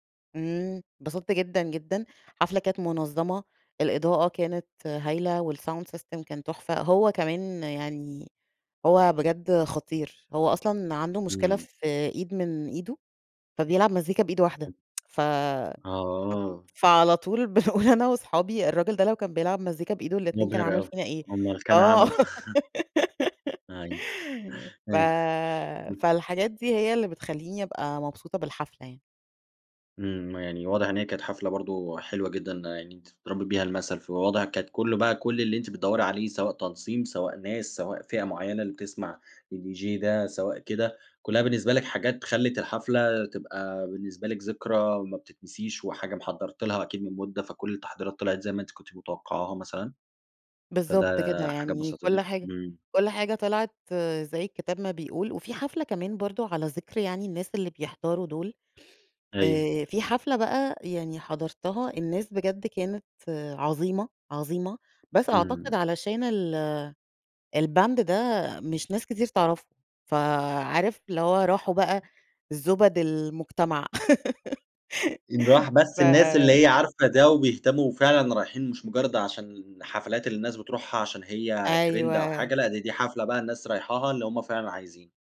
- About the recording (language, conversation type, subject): Arabic, podcast, إيه أكتر حاجة بتخلي الحفلة مميزة بالنسبالك؟
- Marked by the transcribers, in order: in English: "والsound system"; unintelligible speech; tsk; unintelligible speech; laughing while speaking: "بنقول أنا"; chuckle; laugh; chuckle; unintelligible speech; "تنظيم" said as "تنصيم"; in English: "الDJ"; in English: "الband"; laugh; in English: "ترند"